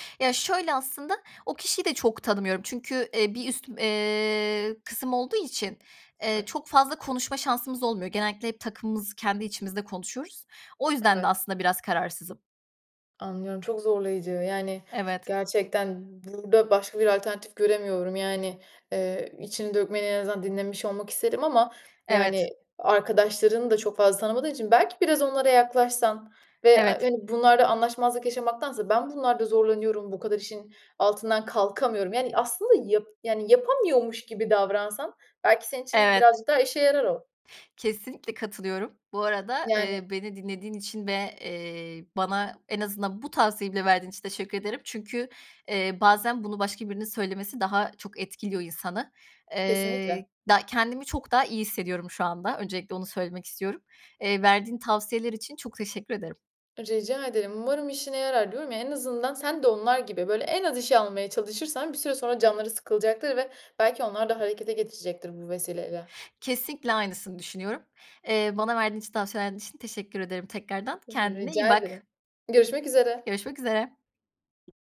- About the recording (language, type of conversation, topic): Turkish, advice, İş arkadaşlarınızla görev paylaşımı konusunda yaşadığınız anlaşmazlık nedir?
- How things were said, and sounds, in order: other background noise; other noise; tapping